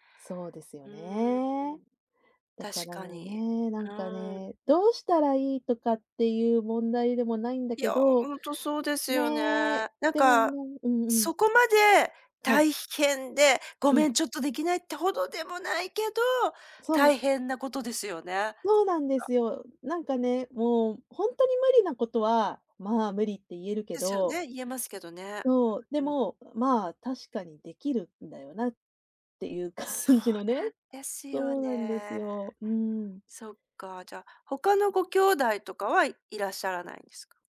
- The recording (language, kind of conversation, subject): Japanese, advice, 境界線を守れず頼まれごとを断れないために疲れ切ってしまうのはなぜですか？
- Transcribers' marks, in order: tapping; laughing while speaking: "感じ"